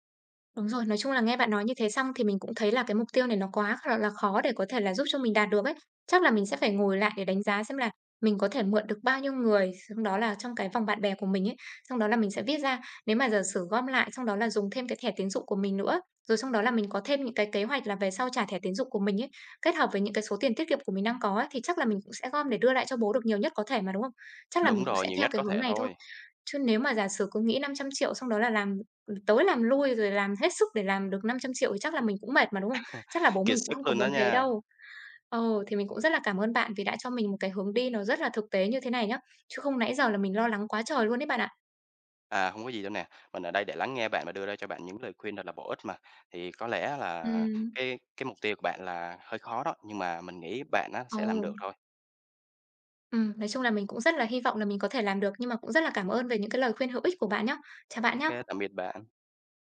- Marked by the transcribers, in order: other background noise; tapping; chuckle
- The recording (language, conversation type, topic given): Vietnamese, advice, Làm sao để lập quỹ khẩn cấp khi hiện tại tôi chưa có và đang lo về các khoản chi phí bất ngờ?